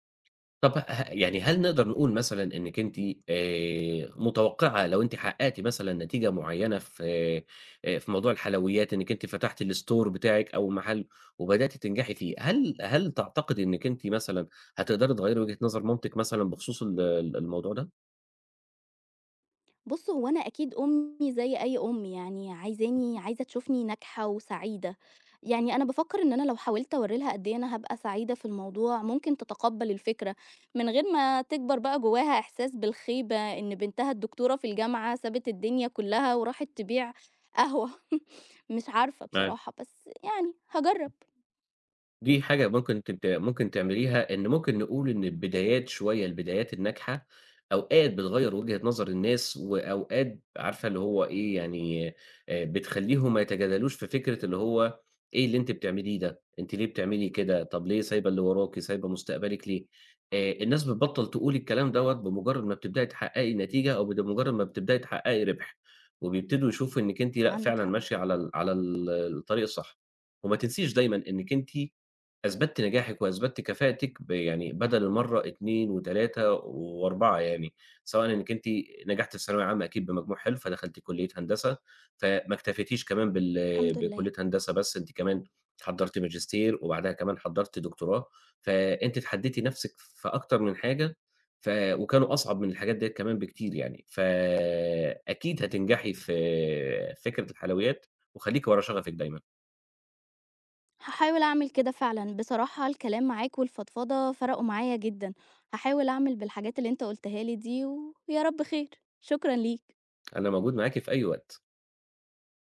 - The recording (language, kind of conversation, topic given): Arabic, advice, إزاي أتغلب على ترددي في إني أتابع شغف غير تقليدي عشان خايف من حكم الناس؟
- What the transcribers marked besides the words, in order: in English: "الstore"; tapping; other noise; chuckle; unintelligible speech; other background noise